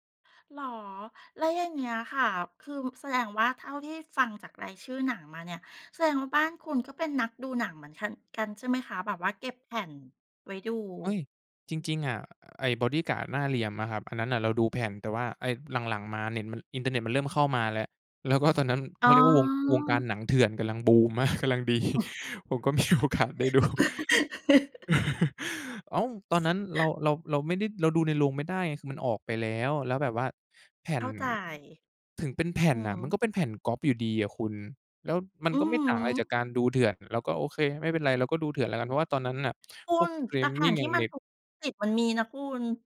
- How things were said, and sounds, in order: other noise; laugh; laughing while speaking: "มาก กำลังดี ผมก็มีโอกาสได้ดู"; chuckle
- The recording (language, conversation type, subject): Thai, podcast, คุณชอบดูหนังแนวไหนเวลาอยากหนีความเครียด?